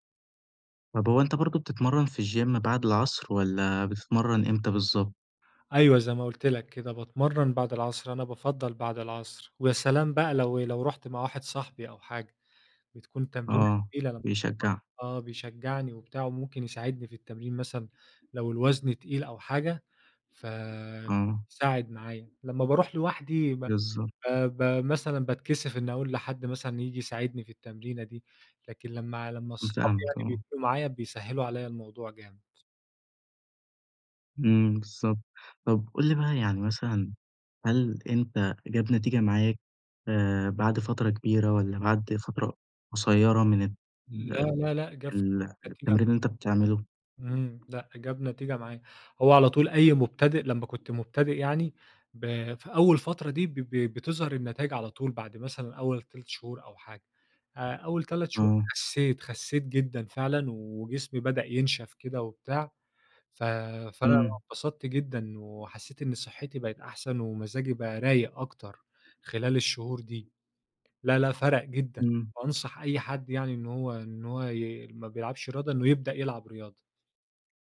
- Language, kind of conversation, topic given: Arabic, podcast, إزاي تحافظ على نشاطك البدني من غير ما تروح الجيم؟
- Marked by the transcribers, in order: in English: "الgym"; unintelligible speech; unintelligible speech; tapping; other background noise